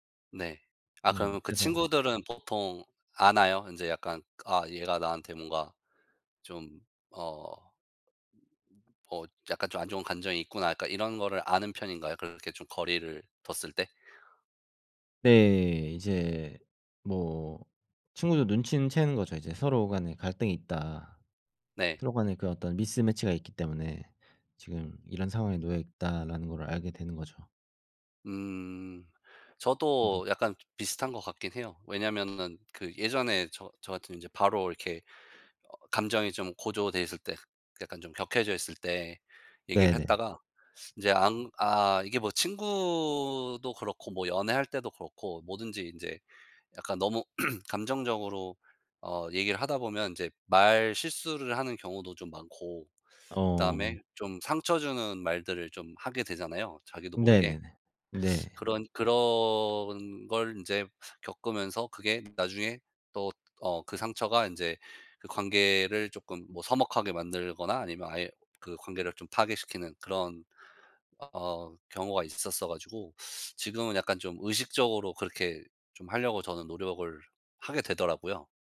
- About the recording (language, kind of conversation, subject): Korean, unstructured, 친구와 갈등이 생겼을 때 어떻게 해결하나요?
- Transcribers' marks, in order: other background noise; in English: "미스매치가"; unintelligible speech; throat clearing